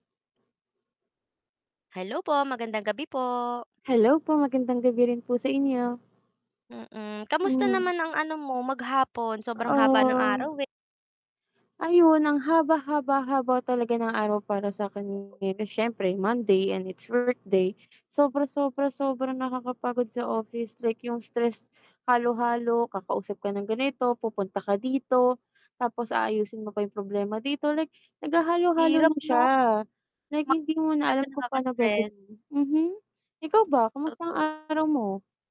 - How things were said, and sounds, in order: static; drawn out: "Ah"; distorted speech; unintelligible speech
- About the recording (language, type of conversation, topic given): Filipino, unstructured, Paano mo pinapawi ang pagkapagod at pag-aalala matapos ang isang mahirap na araw?